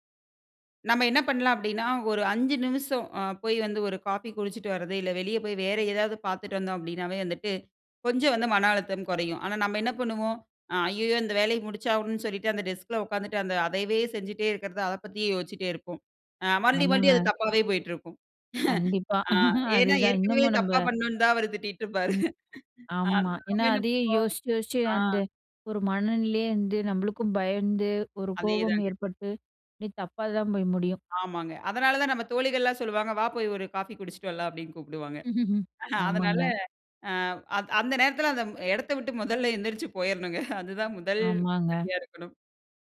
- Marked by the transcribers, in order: other background noise; in English: "டெஸ்க்"; chuckle; laughing while speaking: "தப்பா பண்ணனோன்னு தான் அவரு திட்டிட்ருப்பாரு"; laugh; chuckle; laughing while speaking: "மொதல்ல எந்திரிச்சு போயிறணுங்க"
- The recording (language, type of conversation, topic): Tamil, podcast, சோர்வு வந்தால் ஓய்வெடுக்கலாமா, இல்லையா சிறிது செயற்படலாமா என்று எப்படி தீர்மானிப்பீர்கள்?